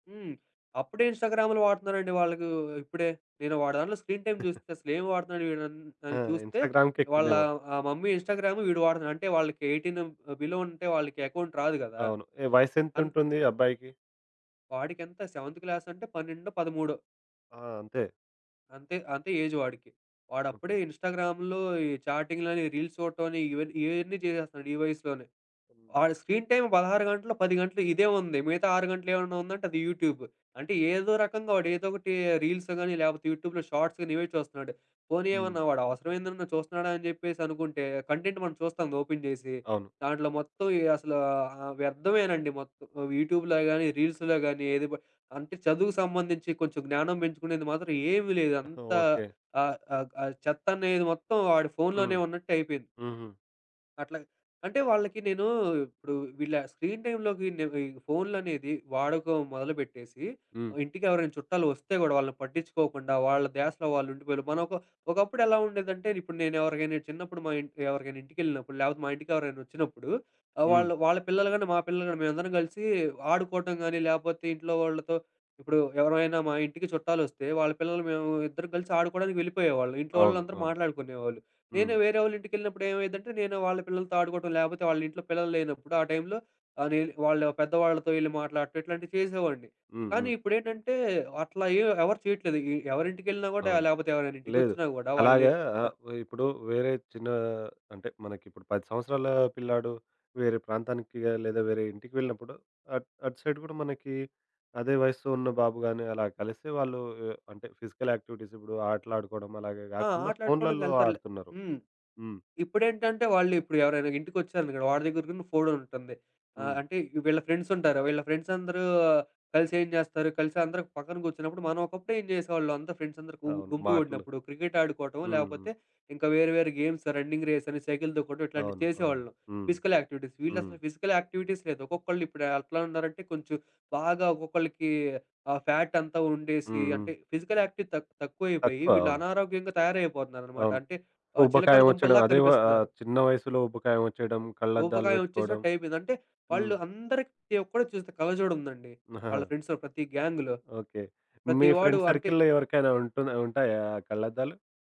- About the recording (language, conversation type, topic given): Telugu, podcast, బిడ్డల డిజిటల్ స్క్రీన్ టైమ్‌పై మీ అభిప్రాయం ఏమిటి?
- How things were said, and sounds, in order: in English: "స్క్రీన్ టైమ్"; giggle; in English: "ఇన్‍స్టాగ్రామ్‍కి"; in English: "మమ్మీ ఇన్‍స్టాగ్రామ్"; in English: "ఎయిటీన్ బిలో"; in English: "అకౌంట్"; in English: "సెవెంత్"; in English: "ఏజ్"; in English: "ఇన్‍స్టాగ్రామ్‍లో"; in English: "రీల్స్"; in English: "స్క్రీన్ టైమ్"; in English: "యూట్యూబ్"; in English: "రీల్స్"; in English: "యూట్యూబ్‍లో షార్ట్స్"; in English: "కంటెంట్"; in English: "ఓపెన్"; in English: "యూట్యూబ్‍లో"; giggle; in English: "స్క్రీన్ టైమ్‌లోకి"; in English: "సైడ్"; in English: "ఫిజికల్ యాక్టివిటీస్"; "ఫోను" said as "ఫోడుం"; in English: "ఫ్రెండ్స్"; in English: "ఫ్రెండ్స్"; in English: "ఫ్రెండ్స్"; in English: "గేమ్స్ రన్నింగ్ రేస్"; tapping; in English: "ఫిజికల్ యాక్టివిటీస్"; in English: "ఫిజికల్ యాక్టివిటీస్"; in English: "ఫ్యాట్"; in English: "ఫిజికల్ యాక్టివిటీ"; chuckle; in English: "ఫ్రెండ్స్‌లో"; in English: "గ్యాంగ్‌లో"; in English: "ఫ్రెండ్ సర్కిల్‌లో"; other background noise